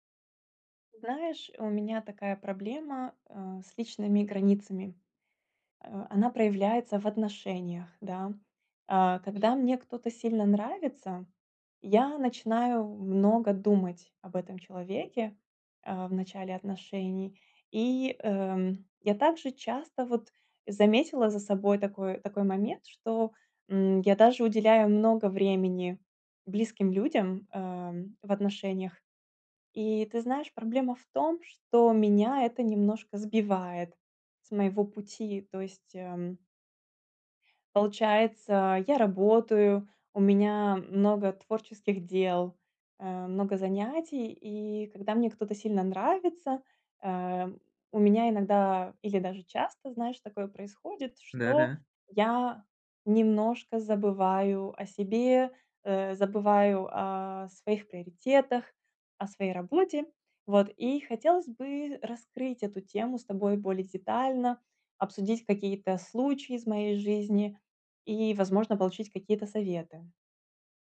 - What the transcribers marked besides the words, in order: none
- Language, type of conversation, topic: Russian, advice, Как мне повысить самооценку и укрепить личные границы?